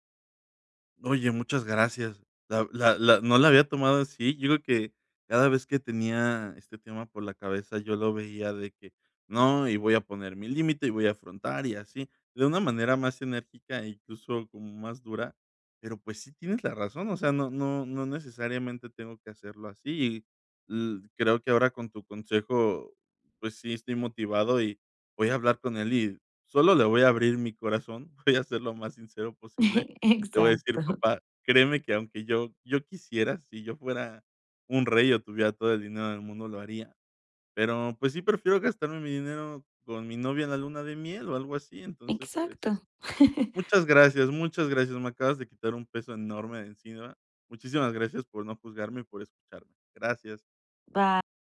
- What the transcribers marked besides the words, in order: chuckle; chuckle; other background noise; chuckle
- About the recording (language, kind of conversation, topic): Spanish, advice, ¿Cómo te sientes respecto a la obligación de seguir tradiciones familiares o culturales?